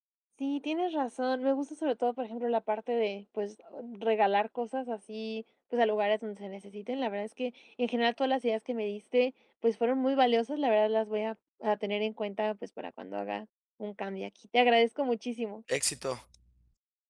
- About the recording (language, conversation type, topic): Spanish, advice, ¿Cómo decido qué cosas conservar y cuáles desechar al empezar a ordenar mis pertenencias?
- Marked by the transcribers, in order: none